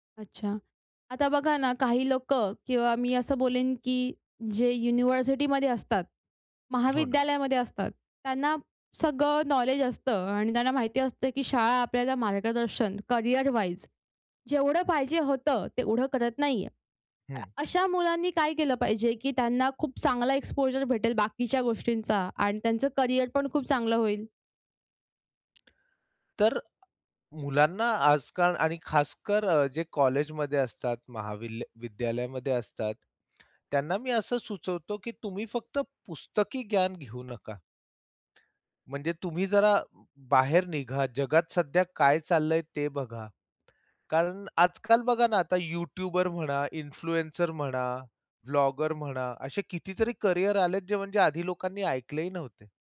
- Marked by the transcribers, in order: other background noise; in English: "एक्सपोजर"; tapping; in English: "यूट्यूबर"; in English: "इन्फ्लुएन्सर"; in English: "ब्लॉगर"
- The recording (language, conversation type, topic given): Marathi, podcast, शाळांमध्ये करिअर मार्गदर्शन पुरेसे दिले जाते का?